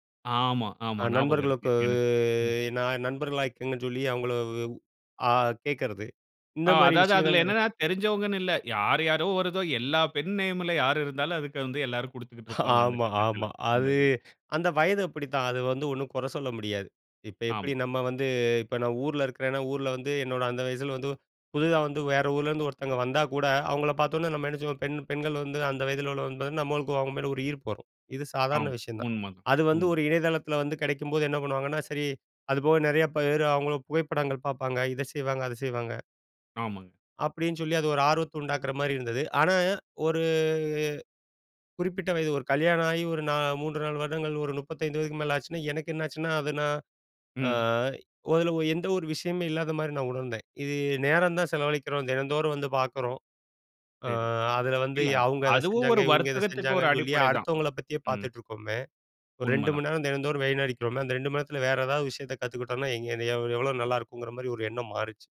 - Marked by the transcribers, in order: drawn out: "நண்பர்களுக்கு"; in English: "நேம்ல"; laughing while speaking: "ஆமா, ஆமா"; drawn out: "ஒரு"; "வீணடிக்கிறோமே" said as "வெயினடிக்கிறோமே"
- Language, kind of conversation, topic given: Tamil, podcast, சமூக ஊடகத்தை கட்டுப்படுத்துவது உங்கள் மனநலத்துக்கு எப்படி உதவுகிறது?